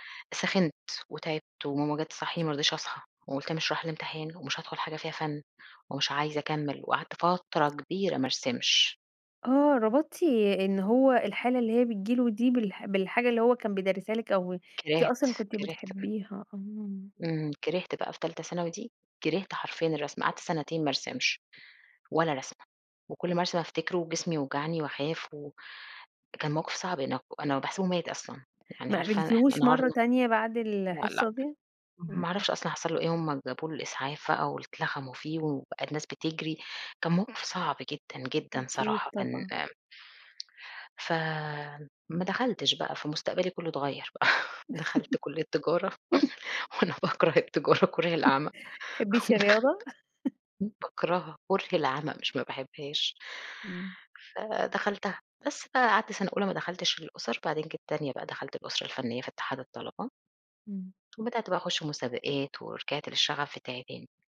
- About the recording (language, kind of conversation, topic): Arabic, podcast, احكيلي عن هوايتك المفضلة وإزاي حبيتها؟
- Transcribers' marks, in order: tapping; laugh; chuckle; laughing while speaking: "وأنا باكره التجارة كُره العَمَى ودخلْت"; chuckle; chuckle